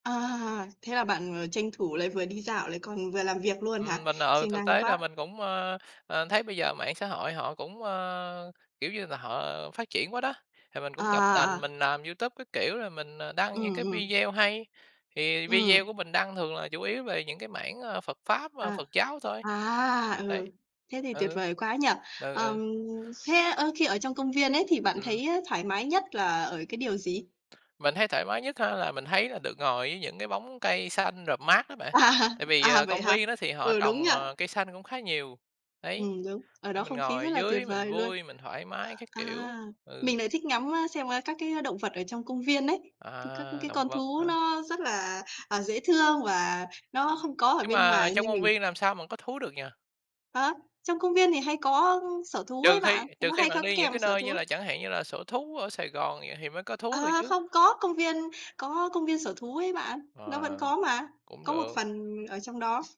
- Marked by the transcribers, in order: tapping; other background noise; laughing while speaking: "À"
- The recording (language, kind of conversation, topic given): Vietnamese, unstructured, Bạn cảm thấy thế nào khi đi dạo trong công viên?